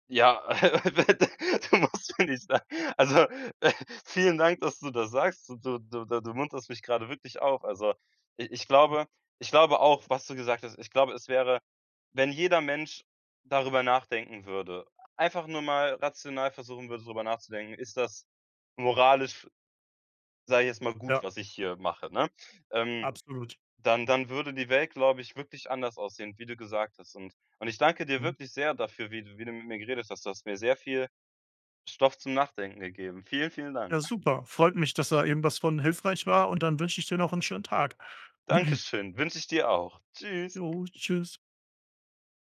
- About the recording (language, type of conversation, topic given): German, advice, Warum habe ich das Gefühl, nichts Sinnvolles zur Welt beizutragen?
- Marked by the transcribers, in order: laugh; unintelligible speech; laughing while speaking: "du musst mir nicht also, äh, vielen Dank, dass du das sagst"; throat clearing; other background noise